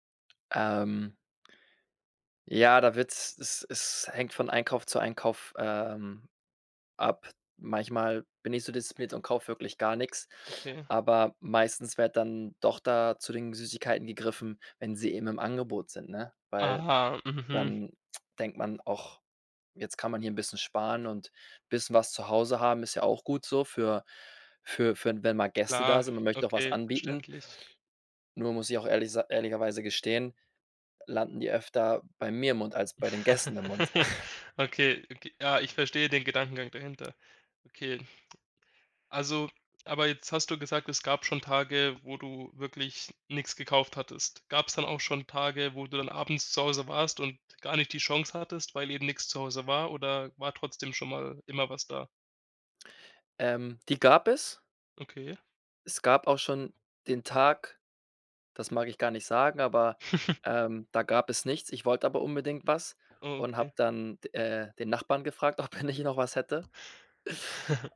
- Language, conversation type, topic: German, advice, Wie kann ich verhindern, dass ich abends ständig zu viel nasche und die Kontrolle verliere?
- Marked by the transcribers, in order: other background noise; tsk; stressed: "mir"; chuckle; stressed: "Gästen"; snort; chuckle; tapping; laughing while speaking: "ob er"; chuckle